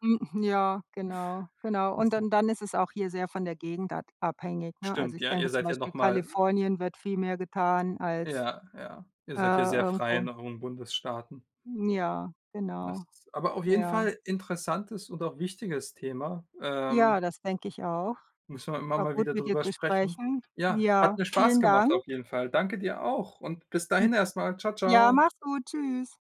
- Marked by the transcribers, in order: tapping; joyful: "Tschüss"
- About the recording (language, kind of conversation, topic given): German, unstructured, Wie kann jede und jeder im Alltag die Umwelt besser schützen?